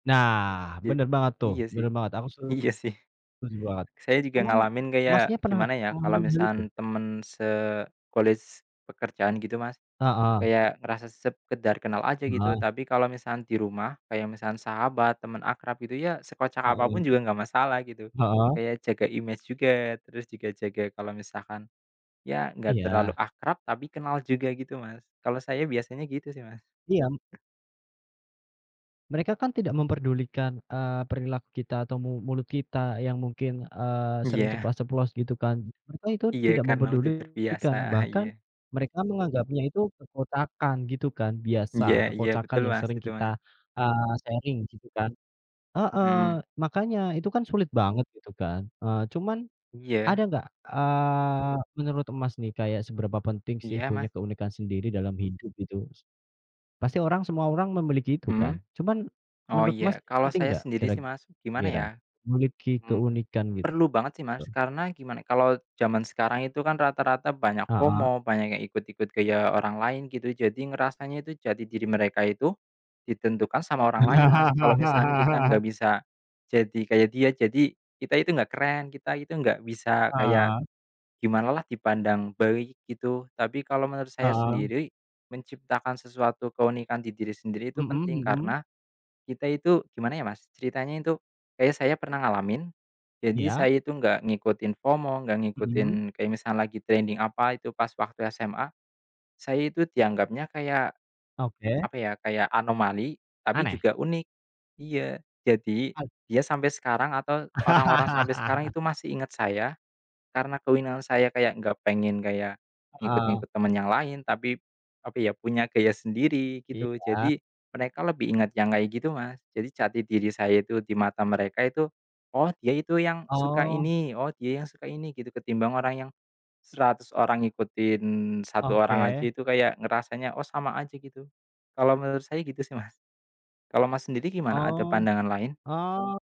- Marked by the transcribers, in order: in English: "colleague"; other background noise; in English: "sharing"; in English: "FOMO"; laugh; in English: "FOMO"; laugh
- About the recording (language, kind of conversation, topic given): Indonesian, unstructured, Bagaimana cara kamu mengatasi tekanan untuk menjadi seperti orang lain?
- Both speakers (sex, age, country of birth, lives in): female, 18-19, Indonesia, Indonesia; male, 25-29, Indonesia, Indonesia